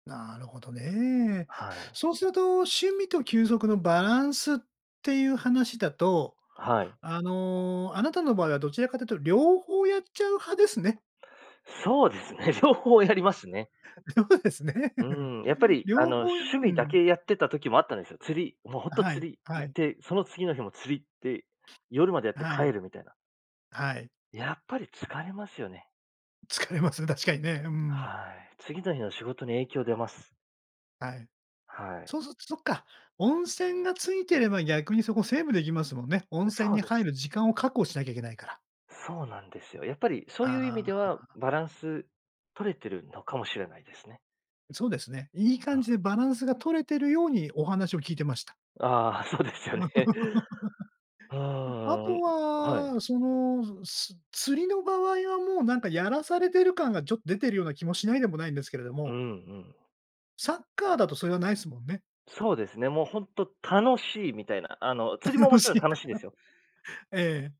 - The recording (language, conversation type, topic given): Japanese, podcast, 趣味と休息、バランスの取り方は？
- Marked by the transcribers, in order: laughing while speaking: "りょふですね"; laugh; laugh; other noise; laughing while speaking: "楽しいんだから"